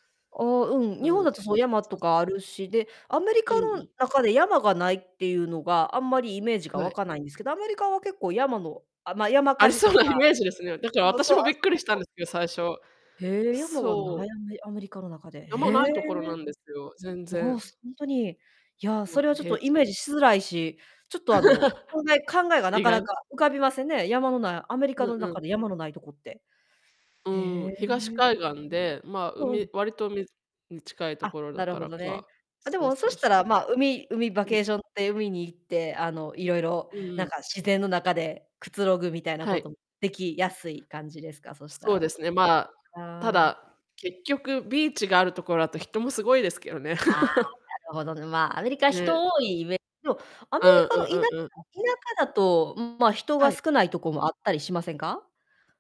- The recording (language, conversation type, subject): Japanese, unstructured, 山と海、どちらが好きですか？その理由は何ですか？
- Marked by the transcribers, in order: laugh; static; other background noise; laugh; distorted speech